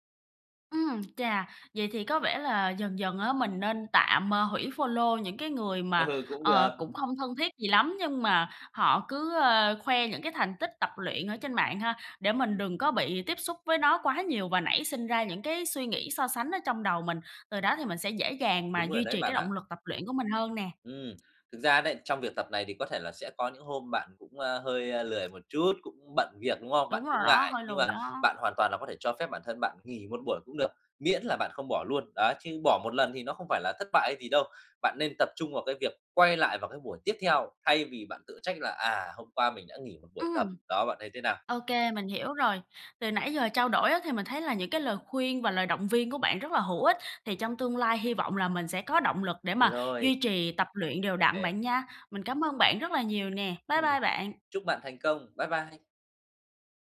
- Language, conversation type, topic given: Vietnamese, advice, Làm sao tôi có thể tìm động lực để bắt đầu tập luyện đều đặn?
- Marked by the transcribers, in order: tapping; in English: "follow"; laughing while speaking: "Ừ"; other background noise